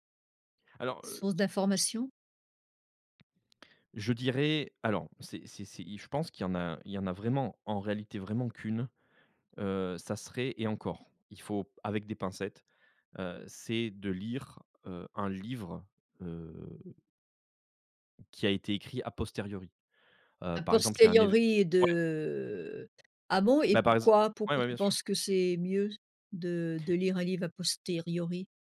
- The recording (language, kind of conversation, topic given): French, podcast, Comment vérifies-tu une information avant de la partager ?
- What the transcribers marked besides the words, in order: tapping; other background noise; "posteriori" said as "posterori"